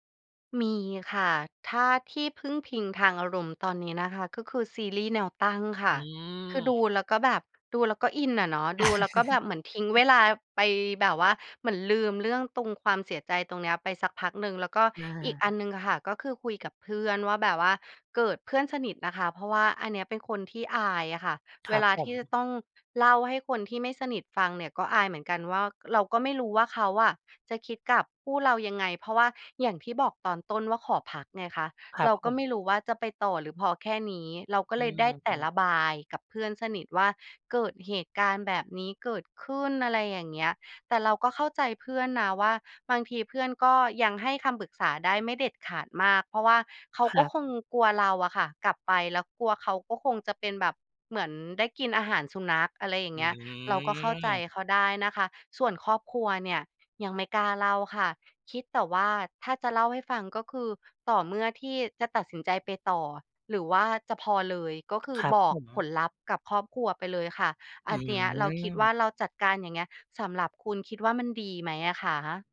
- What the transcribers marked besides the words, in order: chuckle
- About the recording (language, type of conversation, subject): Thai, advice, จะรับมืออย่างไรเมื่อคู่ชีวิตขอพักความสัมพันธ์และคุณไม่รู้จะทำอย่างไร